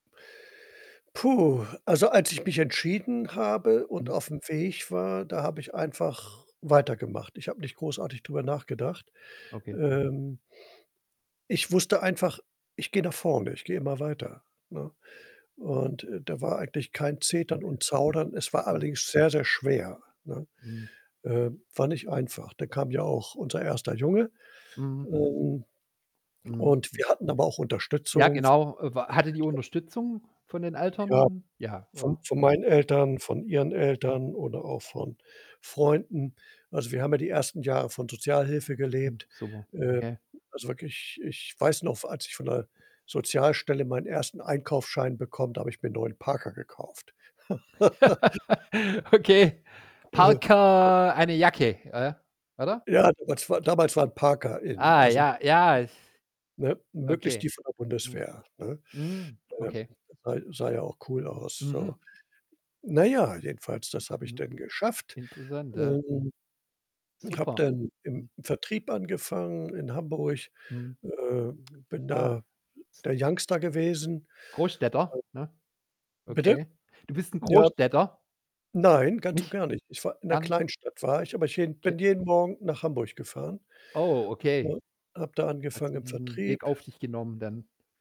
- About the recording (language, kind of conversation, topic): German, podcast, Gab es in deinem Leben eine Erfahrung, die deine Sicht auf vieles verändert hat?
- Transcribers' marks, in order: static; other background noise; distorted speech; unintelligible speech; laugh; laughing while speaking: "Okay"; laugh